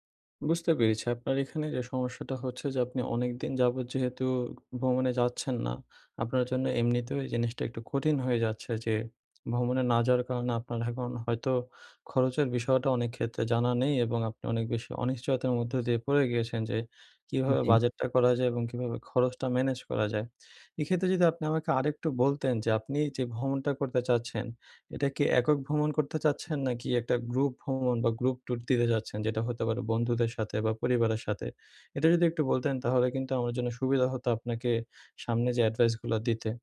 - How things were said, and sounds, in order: other background noise
- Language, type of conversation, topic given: Bengali, advice, ভ্রমণের জন্য বাস্তবসম্মত বাজেট কীভাবে তৈরি ও খরচ পরিচালনা করবেন?